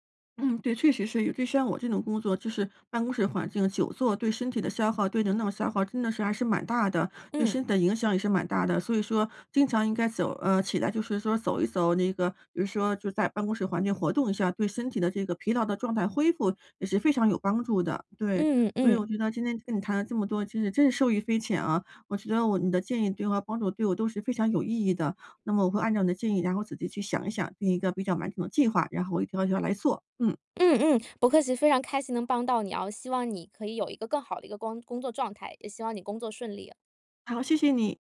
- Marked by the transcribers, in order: none
- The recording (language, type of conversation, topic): Chinese, advice, 长时间工作时如何避免精力中断和分心？